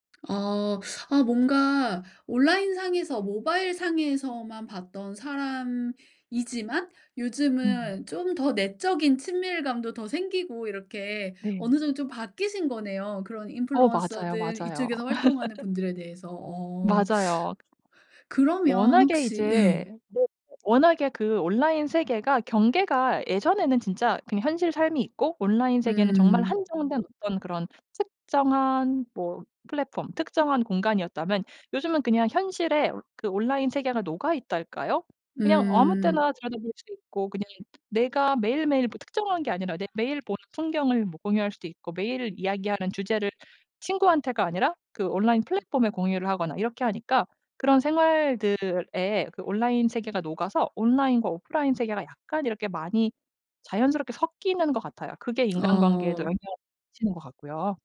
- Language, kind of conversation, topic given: Korean, podcast, 기술의 발달로 인간관계가 어떻게 달라졌나요?
- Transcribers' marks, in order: other background noise; laugh; tapping